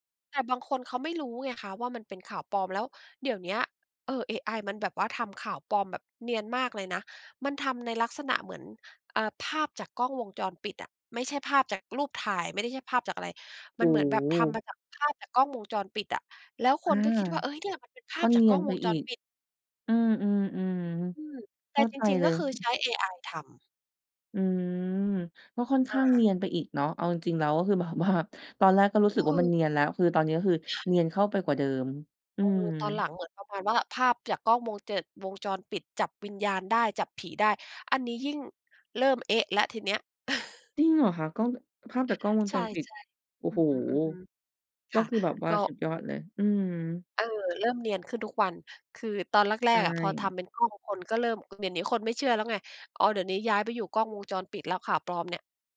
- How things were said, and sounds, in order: chuckle; unintelligible speech; chuckle
- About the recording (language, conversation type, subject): Thai, podcast, เวลาเจอข่าวปลอม คุณทำอะไรเป็นอย่างแรก?